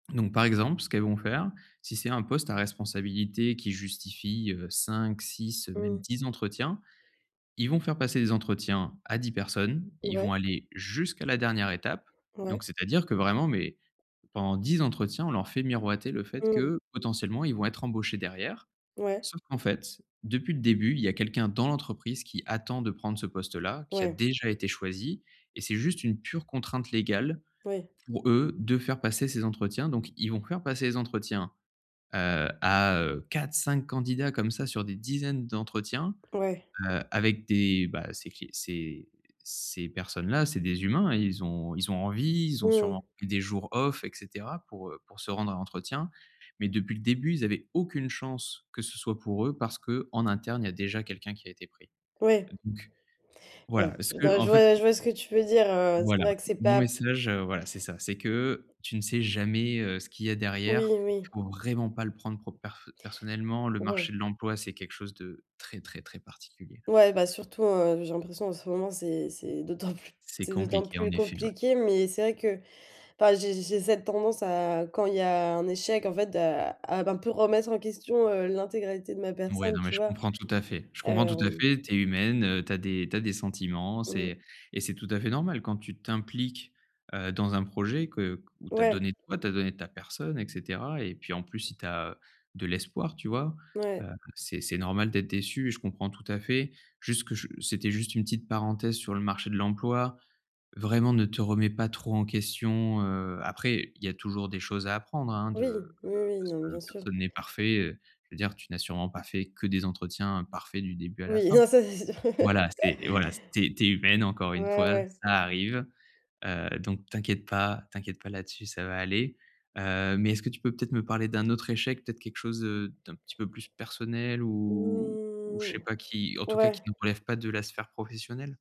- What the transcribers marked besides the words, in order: tapping; other background noise; laughing while speaking: "plus"; laughing while speaking: "non ça c'est sûr"; chuckle
- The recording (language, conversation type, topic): French, advice, Comment puis-je apprendre de mes échecs sans me décourager ?